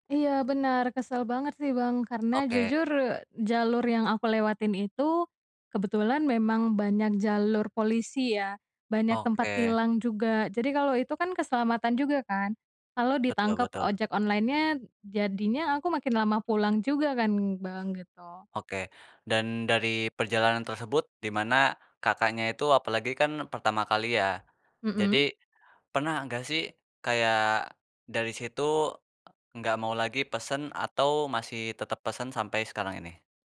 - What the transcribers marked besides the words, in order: other background noise
- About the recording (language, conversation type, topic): Indonesian, podcast, Bagaimana pengalaman kamu menggunakan transportasi daring?
- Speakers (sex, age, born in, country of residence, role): female, 25-29, Indonesia, Indonesia, guest; male, 20-24, Indonesia, Indonesia, host